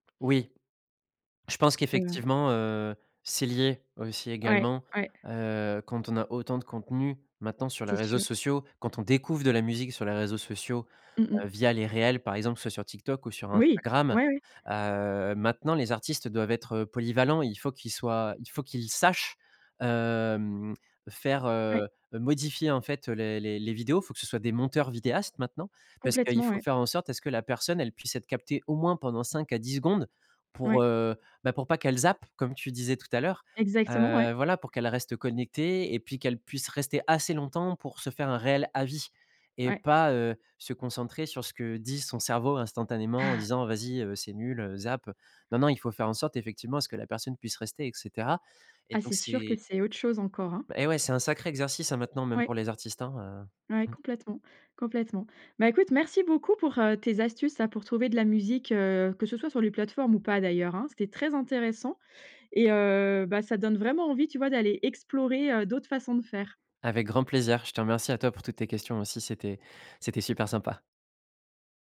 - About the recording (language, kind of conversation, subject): French, podcast, Comment trouvez-vous de nouvelles musiques en ce moment ?
- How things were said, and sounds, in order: tapping; stressed: "sachent"; chuckle